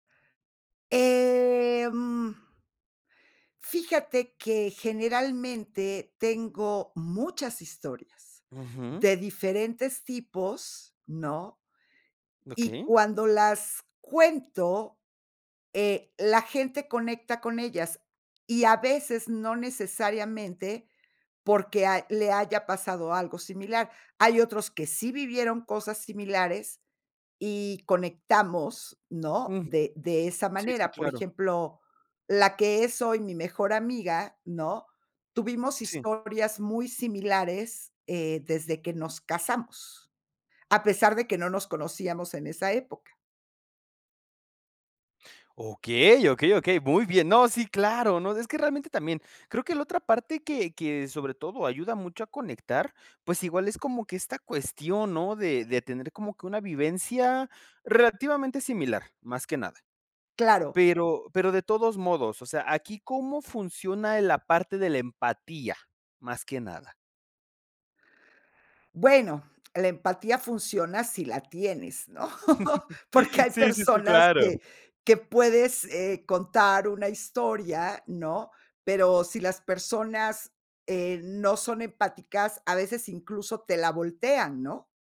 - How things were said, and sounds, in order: drawn out: "Em"; laughing while speaking: "¿no?"; laugh
- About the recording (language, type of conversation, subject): Spanish, podcast, ¿Por qué crees que ciertas historias conectan con la gente?